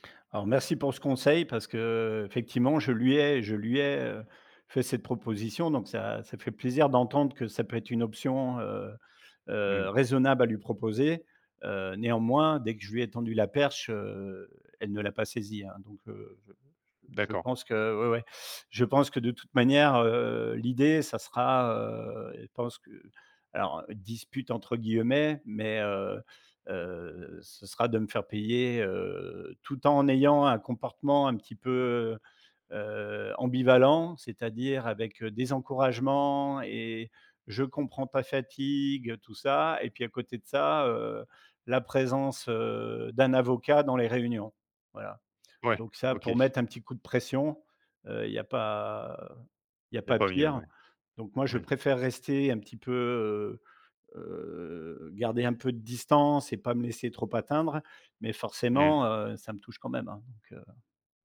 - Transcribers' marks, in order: none
- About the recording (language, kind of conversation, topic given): French, advice, Comment gérer une dispute avec un ami après un malentendu ?